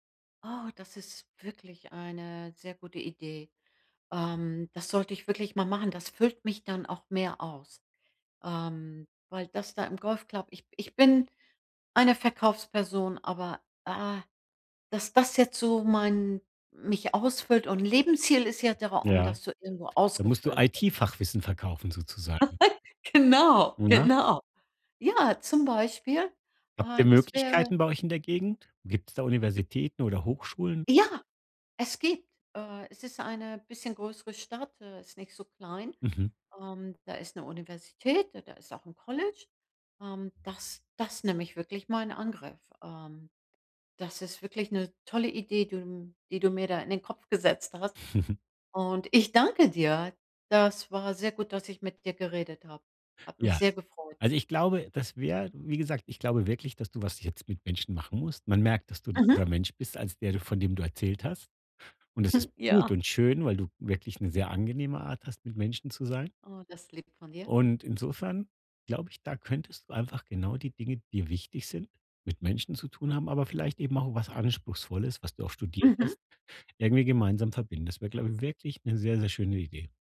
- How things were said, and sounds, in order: giggle; chuckle
- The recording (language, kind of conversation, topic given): German, advice, Wie kann ich herausfinden, ob sich meine Lebensziele verändert haben?